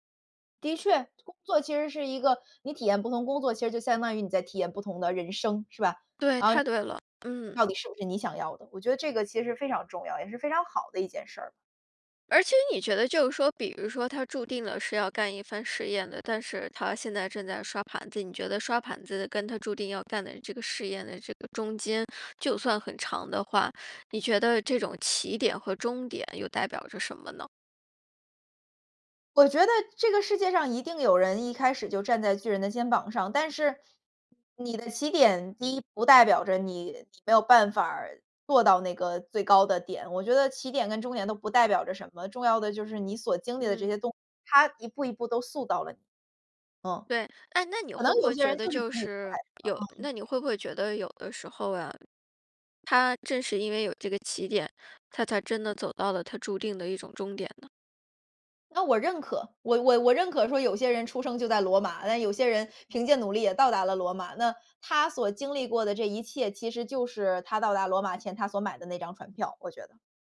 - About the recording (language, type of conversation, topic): Chinese, podcast, 工作对你来说代表了什么？
- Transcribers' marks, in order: other background noise